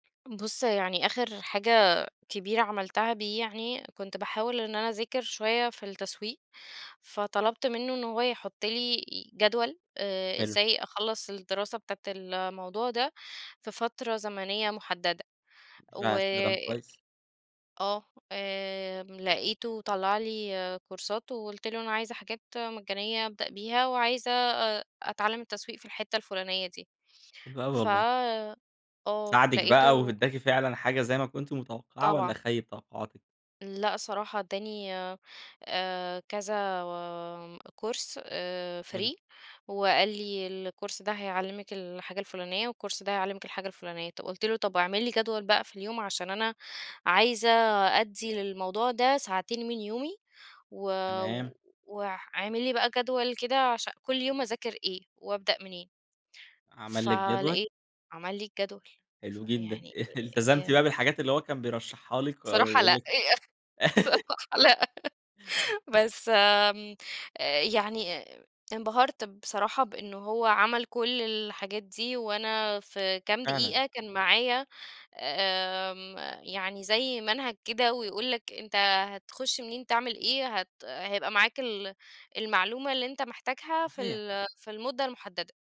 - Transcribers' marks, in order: in English: "كورسات"; in English: "كورس"; in English: "free"; in English: "الكورس"; in English: "والكورس"; chuckle; laughing while speaking: "يا أخ صراحة لأ"; giggle; laugh; tapping
- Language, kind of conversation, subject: Arabic, podcast, إيه رأيك في تقنيات الذكاء الاصطناعي في حياتنا اليومية؟